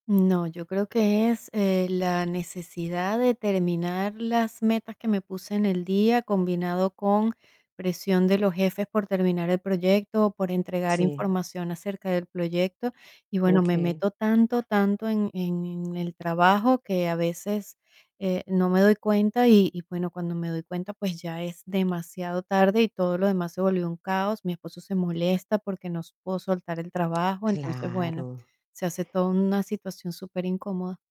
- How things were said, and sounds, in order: tapping
- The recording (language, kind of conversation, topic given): Spanish, advice, ¿Qué te dificulta desconectar del trabajo al final del día?